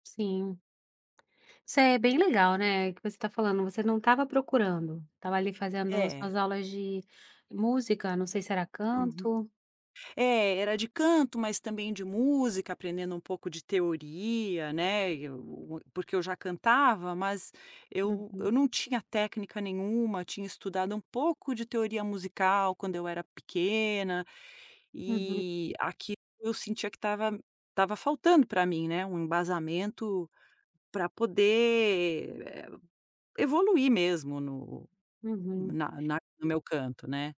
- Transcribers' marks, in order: tapping
- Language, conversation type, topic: Portuguese, podcast, Como você escolhe um bom mentor hoje em dia?